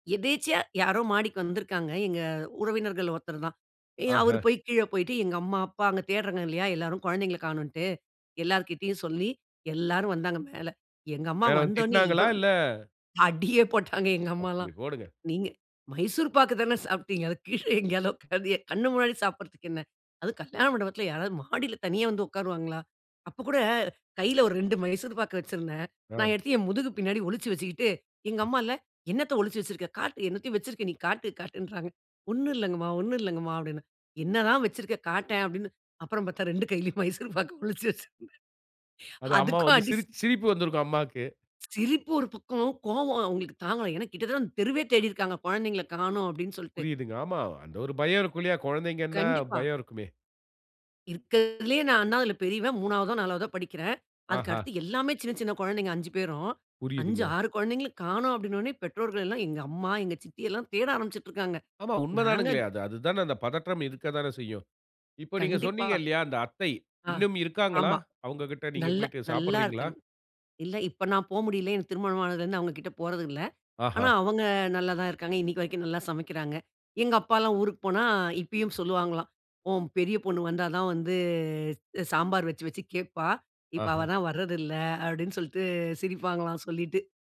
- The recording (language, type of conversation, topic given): Tamil, podcast, உங்களுக்கு உடனே நினைவுக்கு வரும் குடும்பச் சமையல் குறிப்புடன் தொடர்பான ஒரு கதையை சொல்ல முடியுமா?
- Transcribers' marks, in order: laughing while speaking: "அடியே போட்டாங்க எங்க அம்மாலாம்"; laughing while speaking: "அத கீழே எங்கேயாளு உக்காந்தி"; "எங்கேயாகிலும்" said as "எங்கேயாளு"; other noise; laughing while speaking: "இரண்டு கையிலும் மைசூர் பாக்கை ஒளிச்சு வச்சிருந்தேன். அதுக்கும் அடி சி"; drawn out: "வந்து"